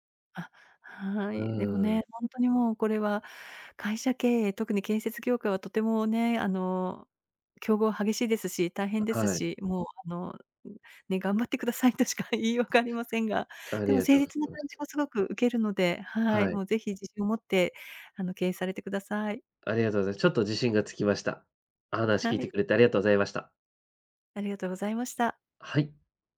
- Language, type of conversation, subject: Japanese, advice, 競合に圧倒されて自信を失っている
- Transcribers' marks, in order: other background noise; tapping